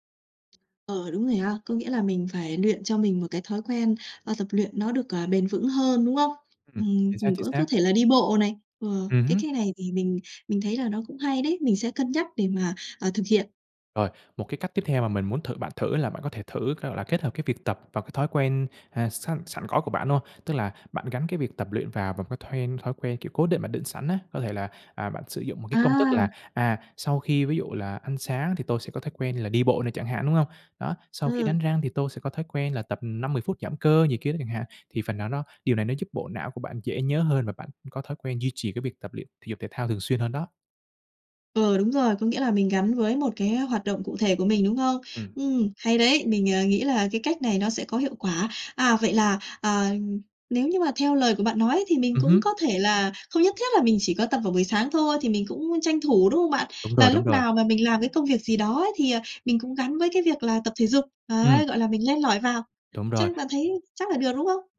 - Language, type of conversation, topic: Vietnamese, advice, Làm sao để có động lực bắt đầu tập thể dục hằng ngày?
- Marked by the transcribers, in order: other background noise; tapping